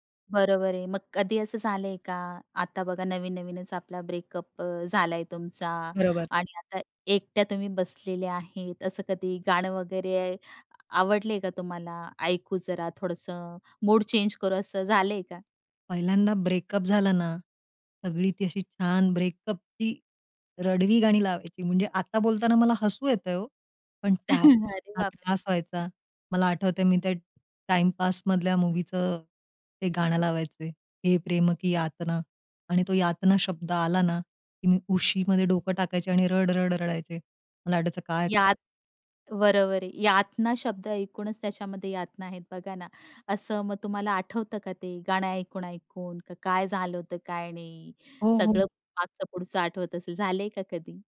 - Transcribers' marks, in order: in English: "ब्रेकअप"; tapping; in English: "ब्रेकअप"; in English: "ब्रेकअपची"; chuckle; unintelligible speech; in Hindi: "हे प्रेम की यातना"; sad: "असं मग तुम्हाला आठवतं का … झालंय का कधी?"
- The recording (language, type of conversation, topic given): Marathi, podcast, ब्रेकअपनंतर संगीत ऐकण्याच्या तुमच्या सवयींमध्ये किती आणि कसा बदल झाला?